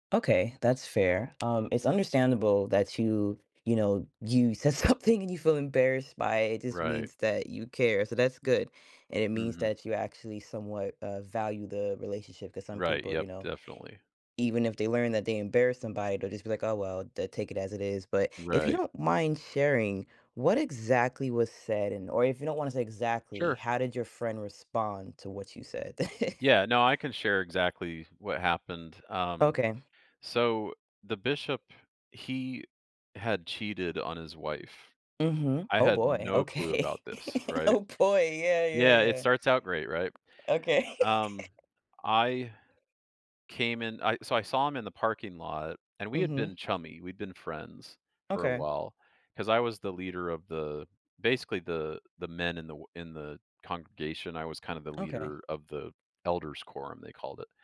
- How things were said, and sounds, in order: other background noise; laughing while speaking: "something"; chuckle; laughing while speaking: "okay. Oh, boy"; laugh; chuckle
- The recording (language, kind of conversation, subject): English, advice, How do I apologize to my friend?
- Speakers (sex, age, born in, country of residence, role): female, 30-34, United States, United States, advisor; male, 50-54, Canada, United States, user